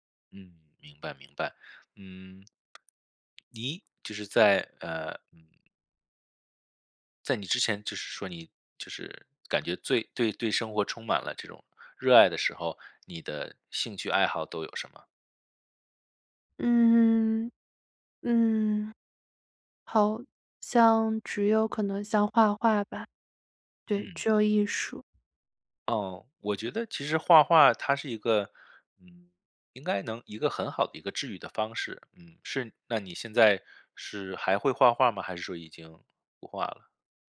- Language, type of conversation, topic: Chinese, advice, 为什么我无法重新找回对爱好和生活的兴趣？
- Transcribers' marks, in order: other background noise